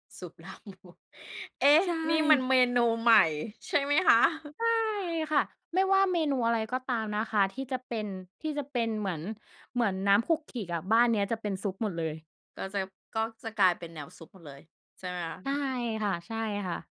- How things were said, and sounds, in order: laughing while speaking: "ลาบวัว"; laughing while speaking: "ใช่"; chuckle; stressed: "ใช่"; other background noise
- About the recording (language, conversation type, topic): Thai, podcast, คุณชอบทำอาหารมื้อเย็นเมนูไหนมากที่สุด แล้วมีเรื่องราวอะไรเกี่ยวกับเมนูนั้นบ้าง?